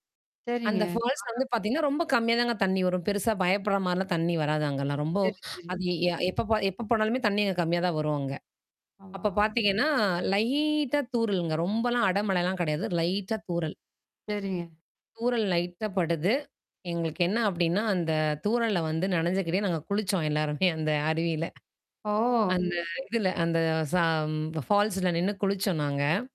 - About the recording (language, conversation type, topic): Tamil, podcast, மழையில் சில நிமிடங்கள் வெளியில் நின்றால் உங்கள் மனம் எப்படி உணருகிறது?
- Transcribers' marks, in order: static; in English: "ஃபால்ஸ்ல"; distorted speech; mechanical hum; drawn out: "லைட்டா"; laughing while speaking: "எல்லாருமே, அந்த அருவியில"; other background noise; in English: "ஃபால்ஸில"